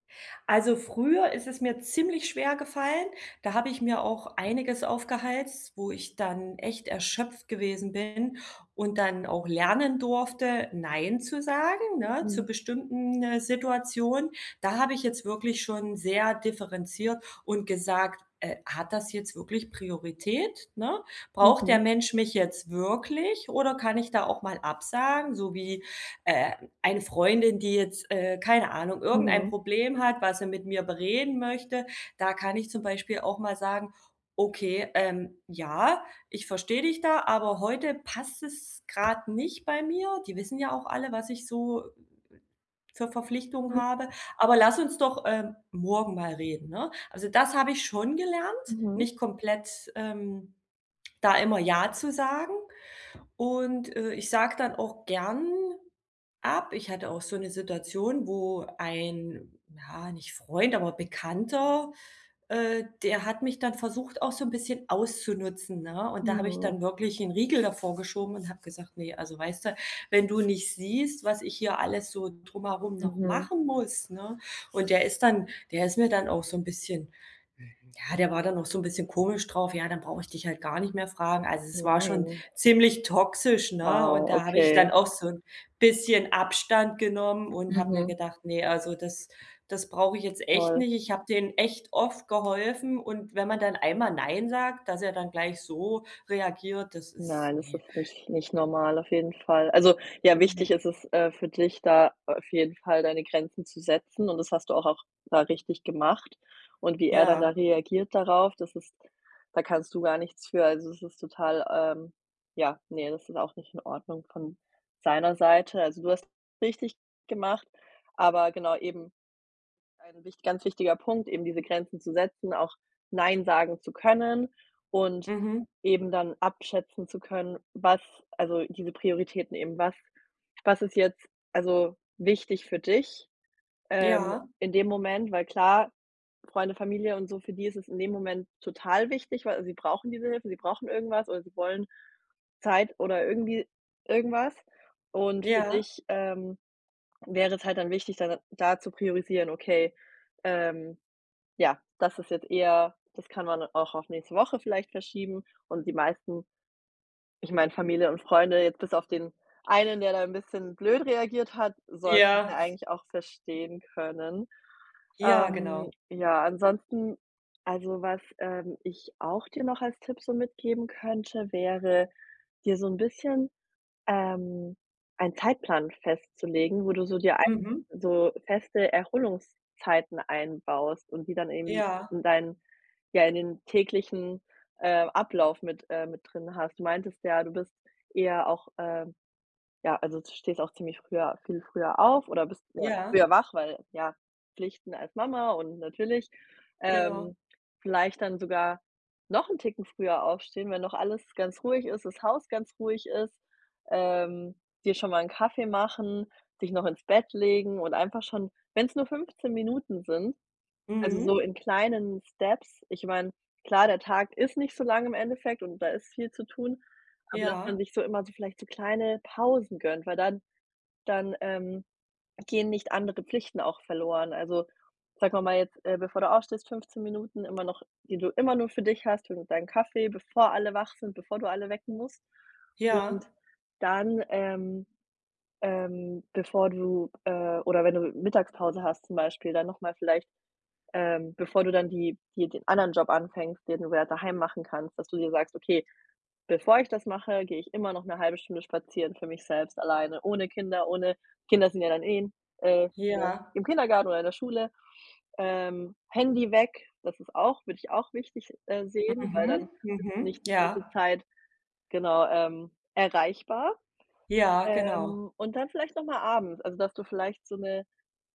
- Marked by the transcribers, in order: other background noise; tapping; chuckle; in English: "Steps"
- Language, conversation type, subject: German, advice, Wie finde ich ein Gleichgewicht zwischen Erholung und sozialen Verpflichtungen?